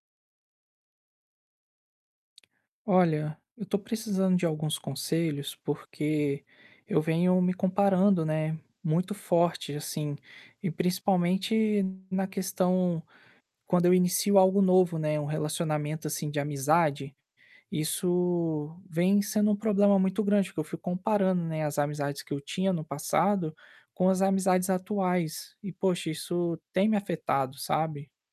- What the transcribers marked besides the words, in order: tapping
- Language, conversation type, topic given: Portuguese, advice, Como posso evitar comparar meu novo relacionamento com o passado?